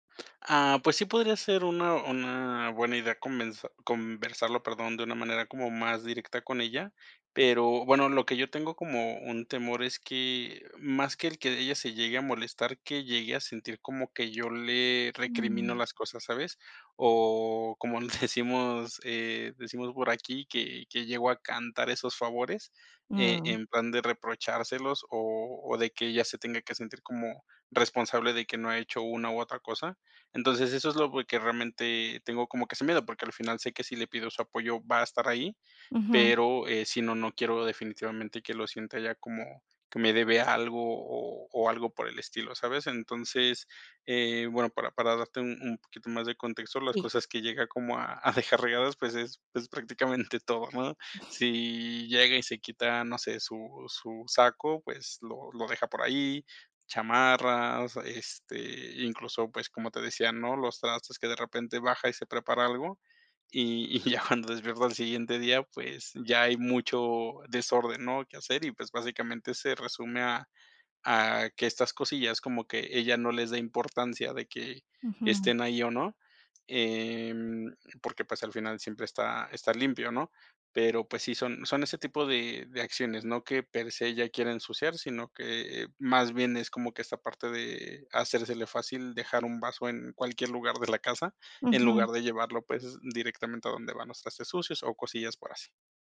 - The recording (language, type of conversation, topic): Spanish, advice, ¿Cómo podemos ponernos de acuerdo sobre el reparto de las tareas del hogar si tenemos expectativas distintas?
- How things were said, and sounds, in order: laughing while speaking: "como decimos"; other background noise